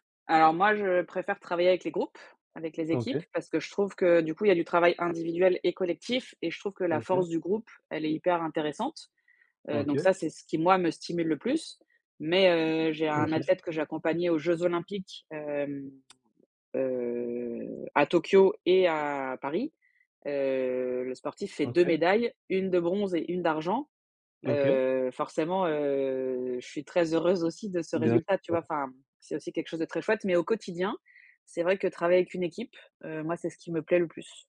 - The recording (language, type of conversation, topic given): French, unstructured, Quelle est ta plus grande joie liée au sport ?
- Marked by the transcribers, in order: other background noise; tapping; stressed: "Mais"; drawn out: "heu"